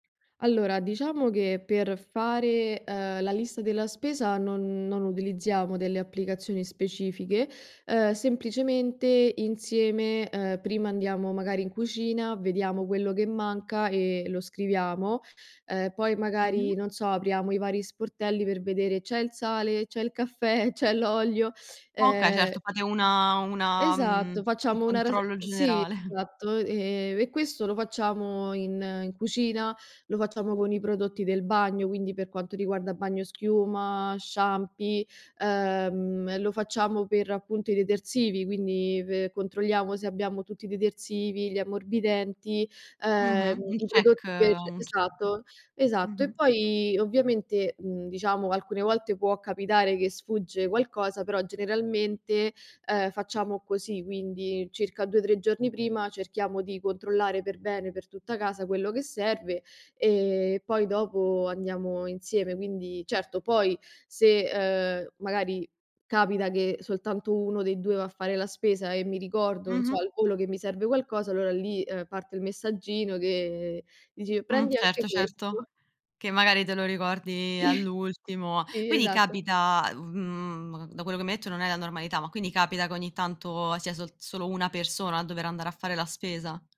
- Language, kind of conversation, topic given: Italian, podcast, Come ti organizzi per la spesa settimanale, trucchi compresi?
- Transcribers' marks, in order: laughing while speaking: "caffè"; teeth sucking; laughing while speaking: "generale"; in English: "check"; in English: "check"; laughing while speaking: "Sì"